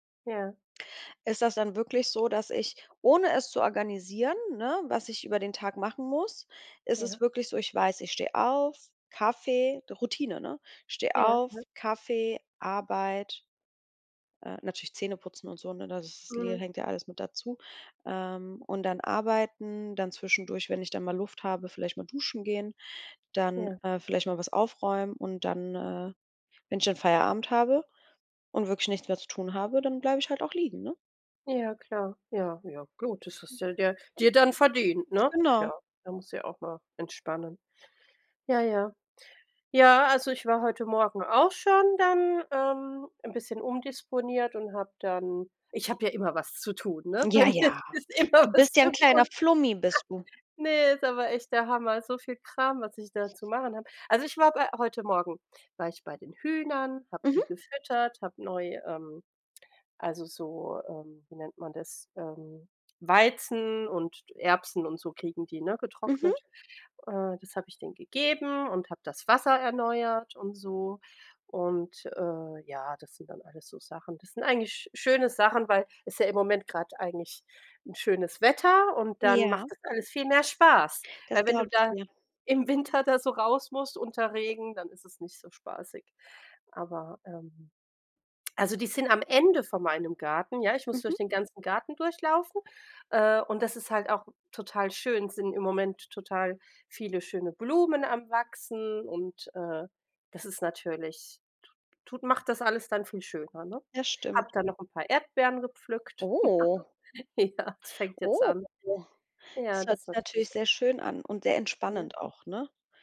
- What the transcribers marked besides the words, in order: laughing while speaking: "Bei mir ist immer was zu tun"; put-on voice: "Du bist ja 'n kleiner Flummi, bist du"; giggle; drawn out: "Oh"; chuckle; laughing while speaking: "Ja"; other background noise; drawn out: "Oh"
- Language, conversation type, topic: German, unstructured, Wie organisierst du deinen Tag, damit du alles schaffst?